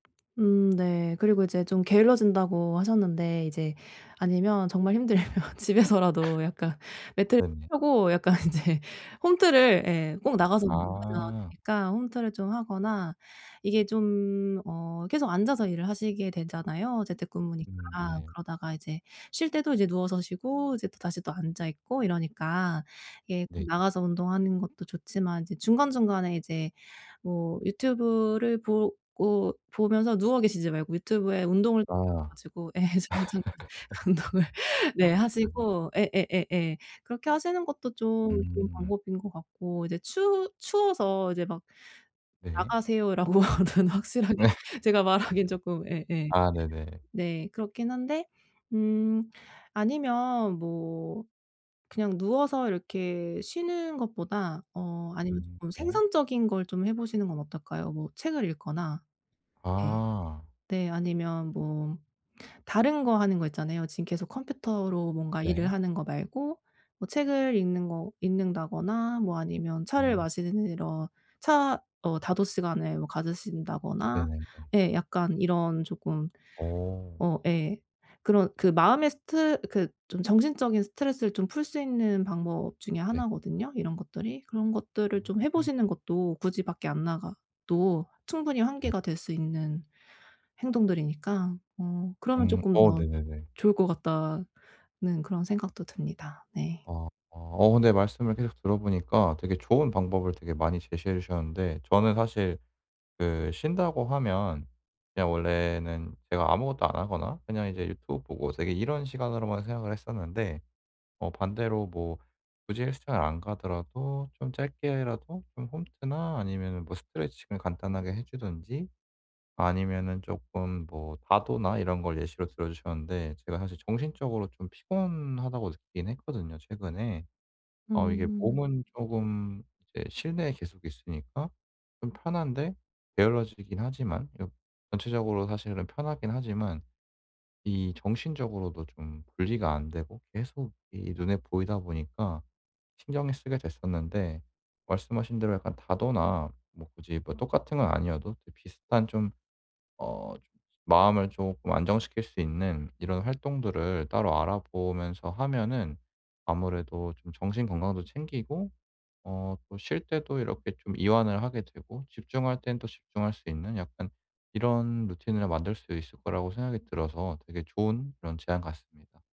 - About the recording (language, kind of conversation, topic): Korean, advice, 집에서 긴장을 풀고 편하게 쉴 수 있는 방법은 무엇인가요?
- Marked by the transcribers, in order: tapping; laughing while speaking: "힘들면"; laugh; laughing while speaking: "약간 이제"; other background noise; laugh; unintelligible speech; laughing while speaking: "운동을"; laughing while speaking: "네"; laughing while speaking: "라고는 확실하게"